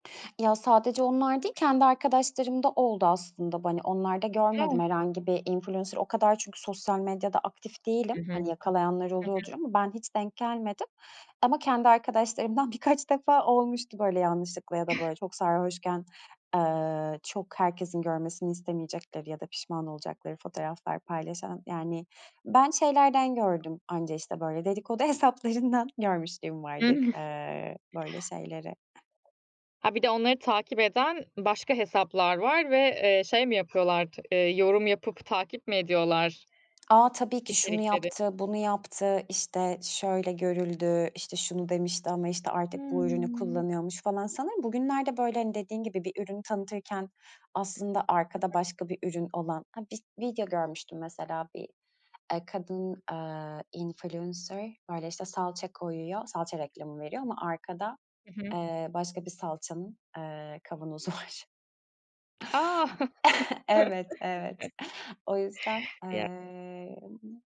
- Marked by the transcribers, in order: "Hani" said as "bani"; unintelligible speech; in English: "influencer"; other background noise; tapping; laughing while speaking: "hesaplarından"; unintelligible speech; in English: "influencer"; laugh; laughing while speaking: "kavanozu var"; chuckle
- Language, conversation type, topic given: Turkish, podcast, Influencer olmak günlük hayatını sence nasıl değiştirir?
- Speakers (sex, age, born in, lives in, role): female, 35-39, Turkey, Finland, host; female, 35-39, Turkey, Greece, guest